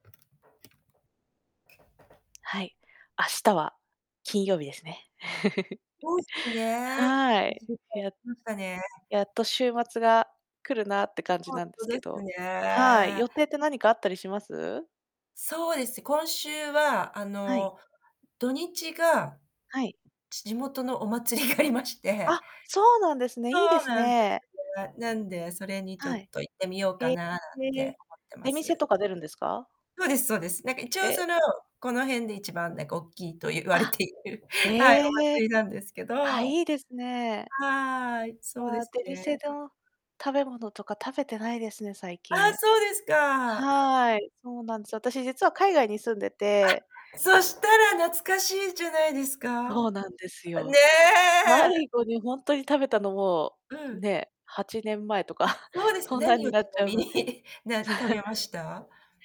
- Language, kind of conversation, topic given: Japanese, unstructured, 休日は普段どのように過ごすことが多いですか？
- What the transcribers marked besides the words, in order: tapping; other background noise; laugh; distorted speech; laughing while speaking: "がありまして"; laughing while speaking: "われている"; laughing while speaking: "とか"; chuckle